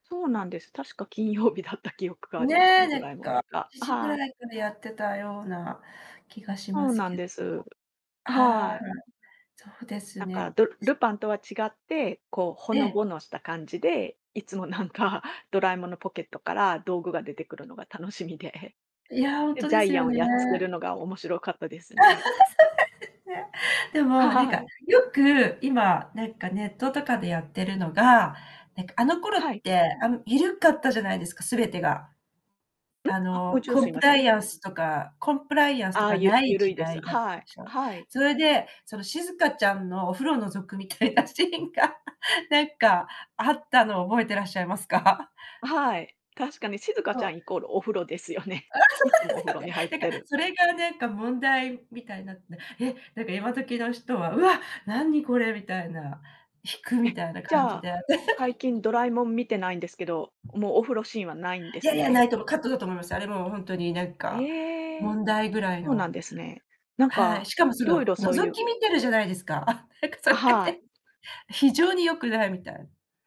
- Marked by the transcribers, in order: laughing while speaking: "金曜日だった"; other background noise; static; laughing while speaking: "なんか"; laughing while speaking: "楽しみで"; laugh; laughing while speaking: "そうなんですね"; laughing while speaking: "はい"; distorted speech; laughing while speaking: "覗くみたいなシーンが"; laughing while speaking: "らっしゃいますか？"; chuckle; laughing while speaking: "ですよね"; laugh; laughing while speaking: "そうですよね"; laugh; tapping; laughing while speaking: "なんかそれがね"
- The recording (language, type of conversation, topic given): Japanese, podcast, 子どもの頃に夢中になったテレビ番組は何ですか？